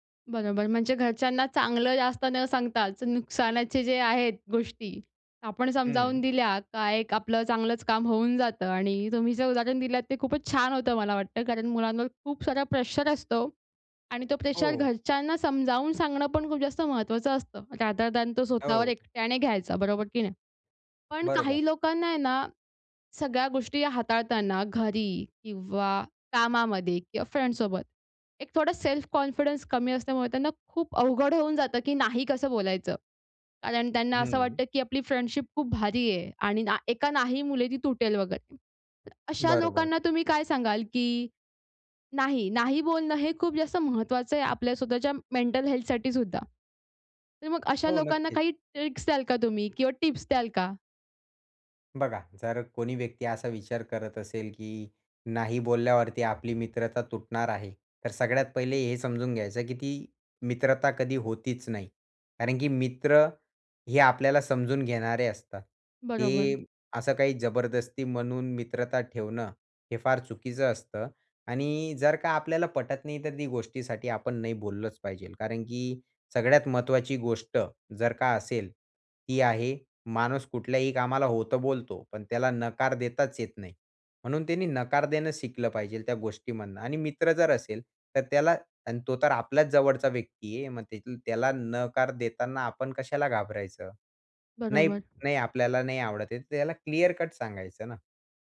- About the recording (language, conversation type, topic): Marathi, podcast, तुला ‘नाही’ म्हणायला कधी अवघड वाटतं?
- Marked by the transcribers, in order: tapping; in English: "रादर दयान"; other noise; in English: "फ्रेंन्डसोबत"; in English: "सेल्फ कॉन्फिडन्स"; in English: "फ्रेंन्डशिप"; in English: "ट्रिक्स"